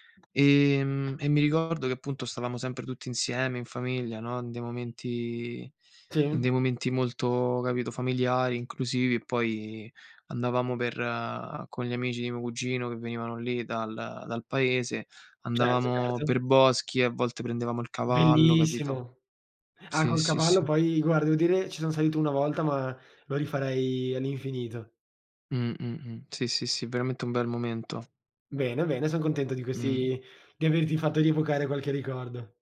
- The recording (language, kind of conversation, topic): Italian, unstructured, Qual è il ricordo più bello della tua infanzia?
- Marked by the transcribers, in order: none